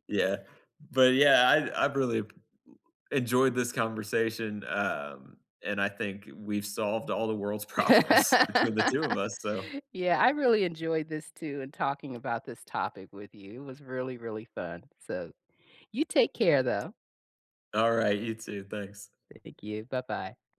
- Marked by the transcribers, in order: laughing while speaking: "problems"; laugh; other background noise; tapping
- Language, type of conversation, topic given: English, unstructured, What’s something you wish more news outlets would cover?
- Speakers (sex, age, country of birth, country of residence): female, 55-59, United States, United States; male, 35-39, United States, United States